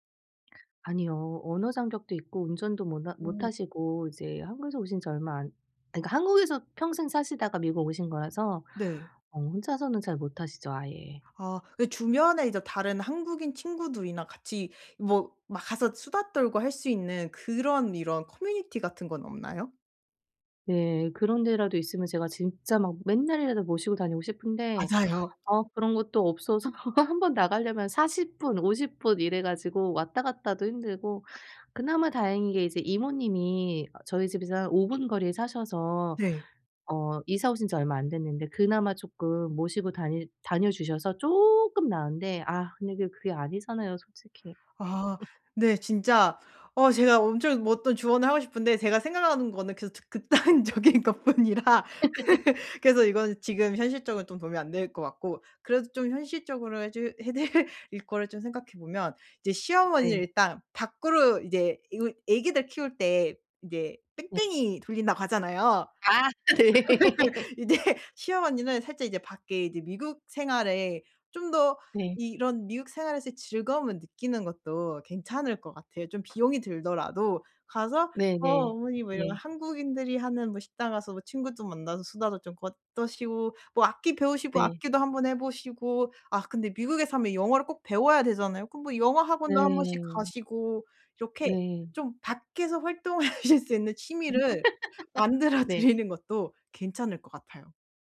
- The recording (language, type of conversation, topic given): Korean, advice, 집 환경 때문에 쉬기 어려울 때 더 편하게 쉬려면 어떻게 해야 하나요?
- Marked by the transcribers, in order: other background noise; laugh; laughing while speaking: "극단적인 것뿐이라"; laugh; laughing while speaking: "해 드릴"; tapping; laugh; laughing while speaking: "이제"; laughing while speaking: "네"; laugh; put-on voice: "어 어머니 뭐 이런 한국인들이 … 학원도 한번씩 가시고"; laughing while speaking: "하실 수"; laugh; laughing while speaking: "만들어"